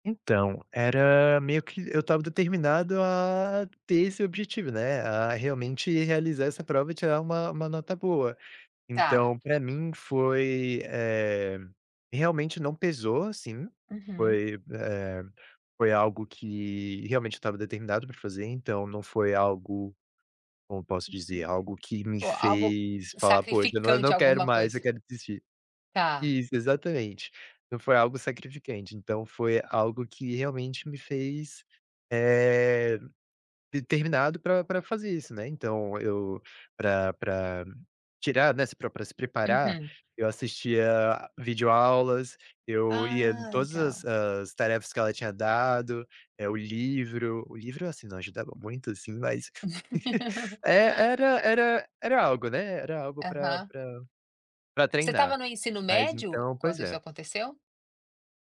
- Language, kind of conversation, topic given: Portuguese, podcast, Qual foi um momento em que aprender algo novo te deixou feliz?
- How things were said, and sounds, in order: tapping; unintelligible speech; laugh; chuckle